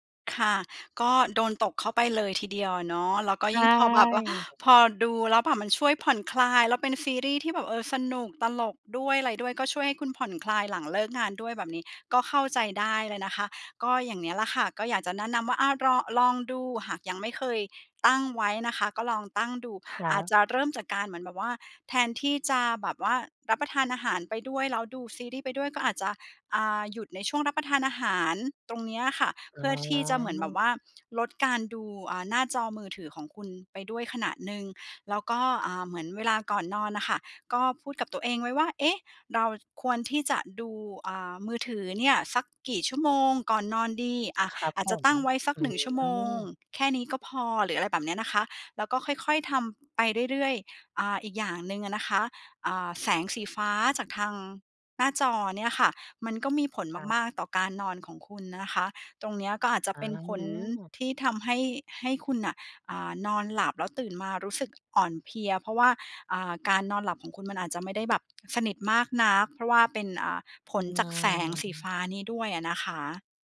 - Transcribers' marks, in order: other background noise; "เพลีย" said as "เพีย"
- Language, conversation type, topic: Thai, advice, อยากตั้งกิจวัตรก่อนนอนแต่จบลงด้วยจ้องหน้าจอ